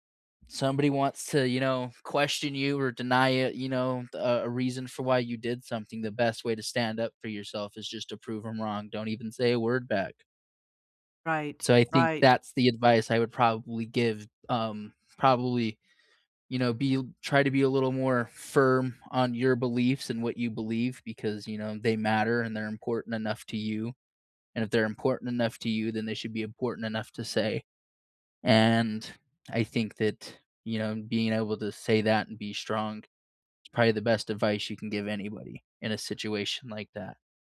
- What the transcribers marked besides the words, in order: tapping
- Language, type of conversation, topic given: English, unstructured, What is the best way to stand up for yourself?
- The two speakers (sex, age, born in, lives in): female, 65-69, United States, United States; male, 25-29, United States, United States